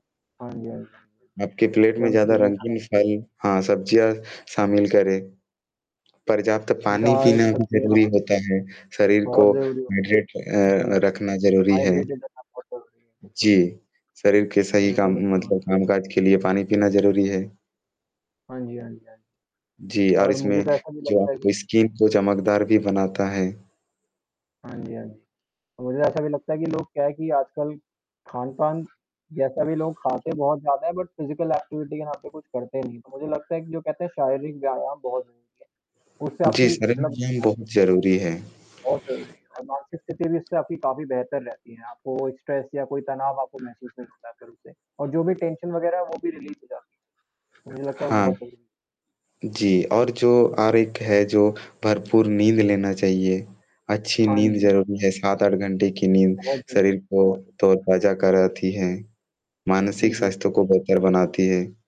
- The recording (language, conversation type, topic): Hindi, unstructured, आप अपनी सेहत का ख्याल कैसे रखते हैं?
- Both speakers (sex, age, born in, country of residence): male, 20-24, India, India; male, 30-34, India, India
- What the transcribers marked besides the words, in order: distorted speech; in English: "प्लेट"; in English: "जंक फूड"; other background noise; in English: "हाइड्रेट"; in English: "हाइड्रेटेड"; tapping; static; in English: "स्किन"; in English: "बट फ़िज़िकल एक्टिविटी"; in English: "हेल्थ"; in English: "स्ट्रेस"; in English: "टेंशन"; in English: "रिलीज़"